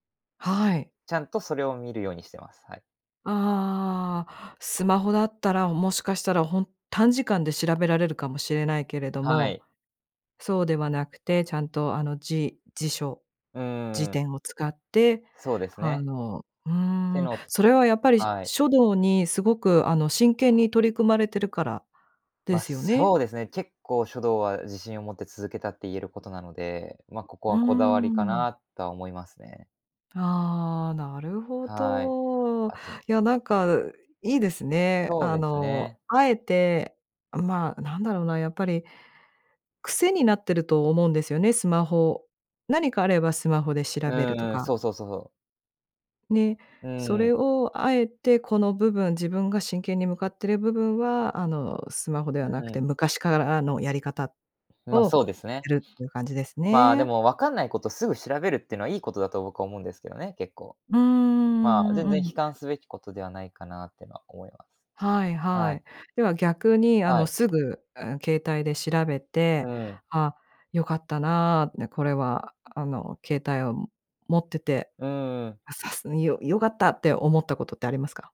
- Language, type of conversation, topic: Japanese, podcast, 毎日のスマホの使い方で、特に気をつけていることは何ですか？
- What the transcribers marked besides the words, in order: other background noise; unintelligible speech